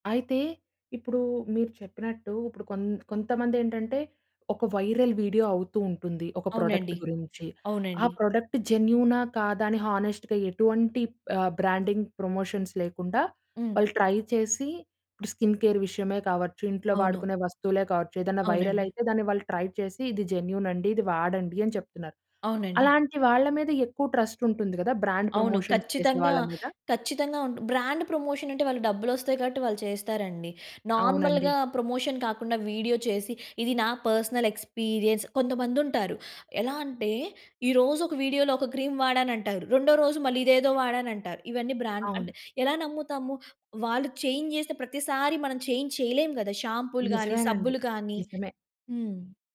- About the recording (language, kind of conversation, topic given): Telugu, podcast, ఈ రోజుల్లో మంచి కంటెంట్ సృష్టించాలంటే ముఖ్యంగా ఏం చేయాలి?
- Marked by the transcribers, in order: in English: "వైరల్ వీడియో"; in English: "ప్రొడక్ట్"; in English: "ప్రొడక్ట్ జెన్యూనా?"; in English: "హానెస్ట్‌గా"; in English: "బ్రాండింగ్ ప్రమోషన్స్"; in English: "ట్రై"; in English: "స్కిన్ కేర్"; in English: "ట్రై"; in English: "జెన్యూన్"; in English: "ట్రస్ట్"; in English: "బ్రాండ్ ప్రమోషన్స్"; in English: "బ్రాండ్ ప్రమోషన్"; in English: "నార్మల్‌గా ప్రమోషన్"; in English: "వీడియో"; in English: "పర్సనల్ ఎక్స్‌పిరియన్స్"; in English: "వీడియో‌లో"; in English: "క్రీమ్"; in English: "బ్రాండ్"; in English: "చేంజ్"; in English: "చేంజ్"